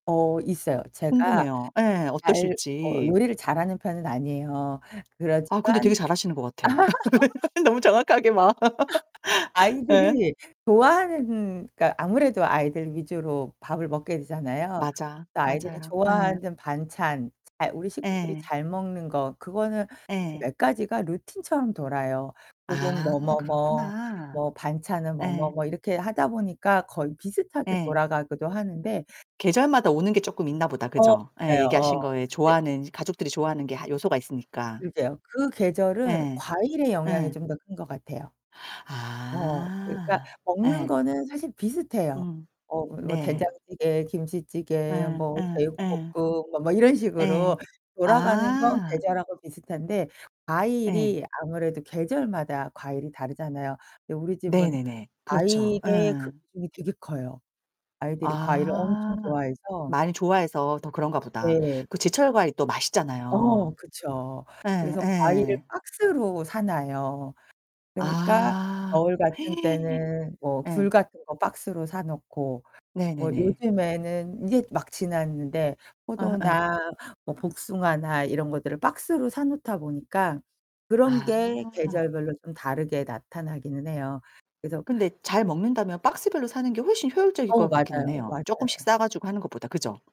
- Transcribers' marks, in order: other background noise; distorted speech; laugh; laughing while speaking: "너무 정확하게 막"; laugh; tapping; gasp
- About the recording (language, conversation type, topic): Korean, podcast, 식비를 잘 관리하고 장을 효율적으로 보는 요령은 무엇인가요?